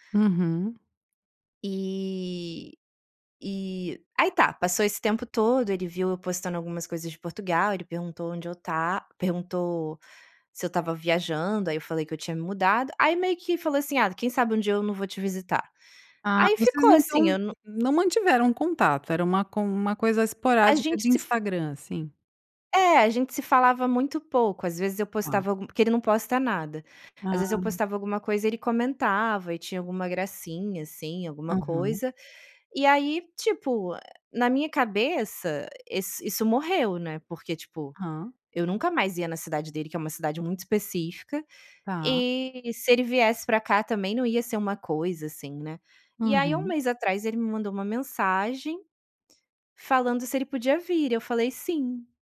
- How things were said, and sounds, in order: none
- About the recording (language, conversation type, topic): Portuguese, podcast, Como você retoma o contato com alguém depois de um encontro rápido?